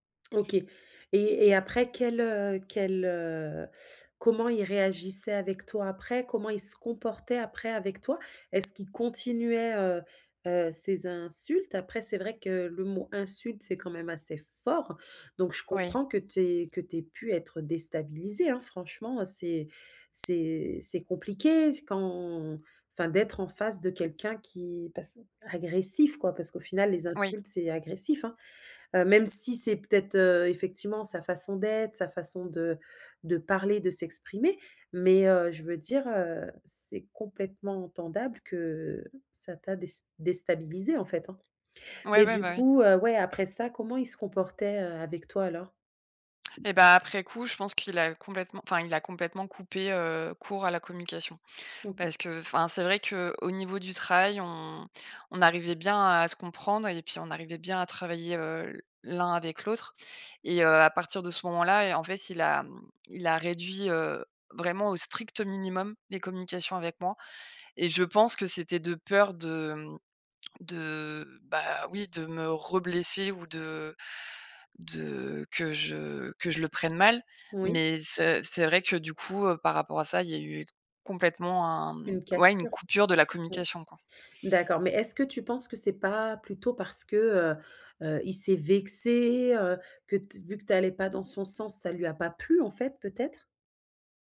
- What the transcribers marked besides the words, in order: stressed: "fort"; other background noise; stressed: "plu"
- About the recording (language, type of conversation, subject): French, advice, Comment décrire mon manque de communication et mon sentiment d’incompréhension ?